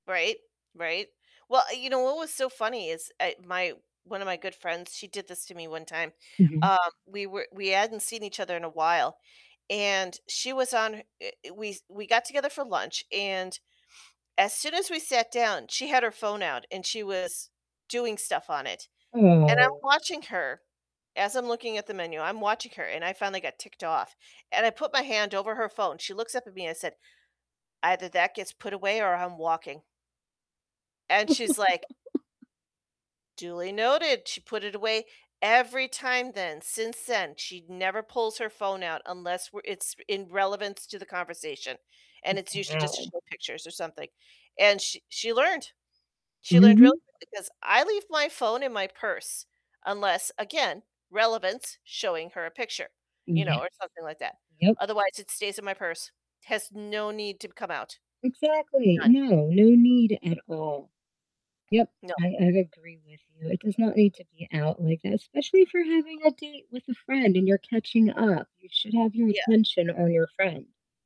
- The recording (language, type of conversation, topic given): English, unstructured, How annoying is it when someone talks loudly on the phone in public?
- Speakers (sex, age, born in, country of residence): female, 40-44, United States, United States; female, 50-54, United States, United States
- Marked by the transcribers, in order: distorted speech; static; chuckle; other background noise